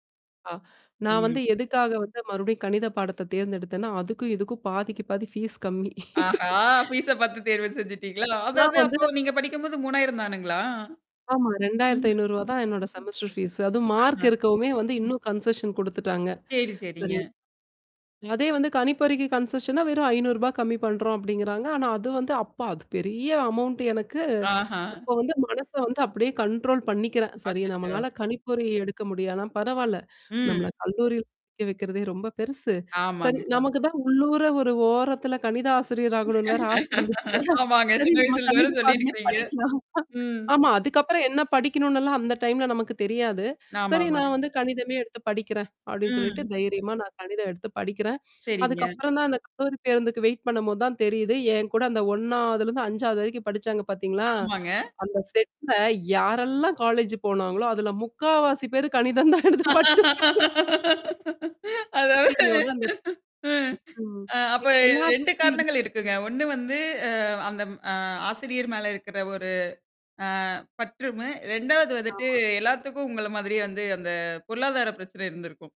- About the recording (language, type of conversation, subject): Tamil, podcast, பழைய இலக்குகளை விடுவது எப்போது சரி என்று நீங்கள் எப்படி தீர்மானிப்பீர்கள்?
- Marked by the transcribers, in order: distorted speech; tapping; laughing while speaking: "ஆஹா பீஸ்ஸ பார்த்து தேர்வு செஞ்சுட்டீங்களா? … ம். ம். அஹ"; laugh; static; in English: "செமஸ்டர் ஃபீஸு"; other background noise; in English: "கன்செஷன்"; in English: "கன்சஷன்னா"; in English: "அமௌன்ட்"; mechanical hum; in English: "கண்ட்ரோல்"; laughing while speaking: "ஆச இருந்துச்சுல்ல சரி நம்ம கணித பாடமே படிக்கலாம்"; laughing while speaking: "ஆமாங்க சின்ன வயசுல இருந்து வர சொல்லிருக்கீங்க. ம்"; laughing while speaking: "கணிதம் தான் எடுத்து படிச்சிருக்காங்க"; laughing while speaking: "அதாது ம். அ அப்போ ரெண்டு … பொருளாதார பிரச்சனை இருந்திருக்கும்"